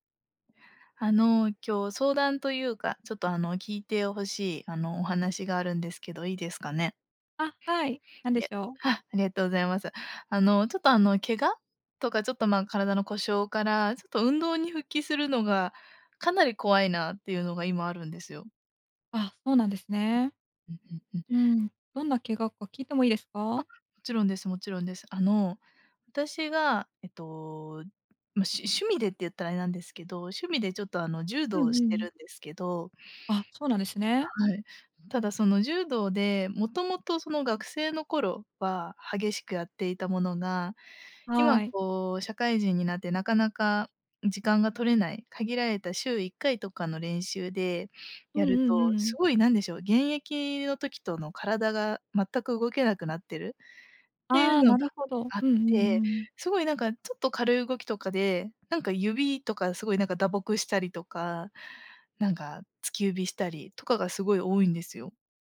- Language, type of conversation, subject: Japanese, advice, 怪我や故障から運動に復帰するのが怖いのですが、どうすれば不安を和らげられますか？
- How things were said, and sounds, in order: other noise